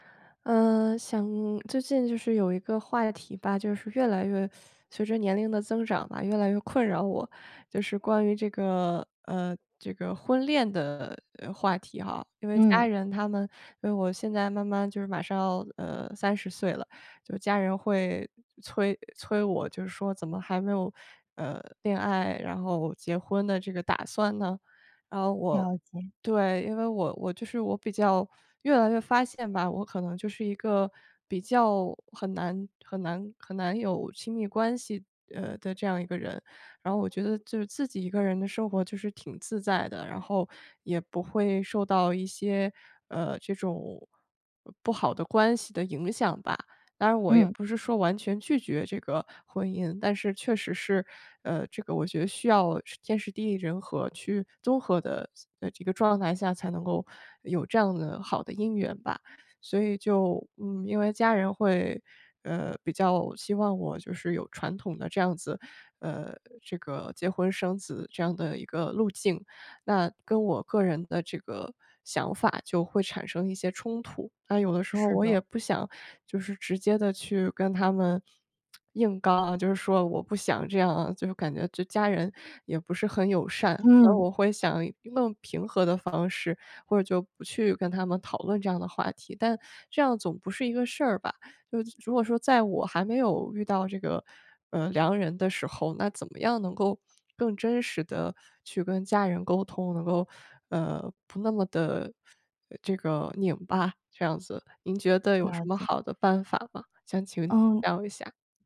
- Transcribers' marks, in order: teeth sucking; other background noise
- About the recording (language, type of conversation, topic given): Chinese, advice, 如何在家庭传统与个人身份之间的冲突中表达真实的自己？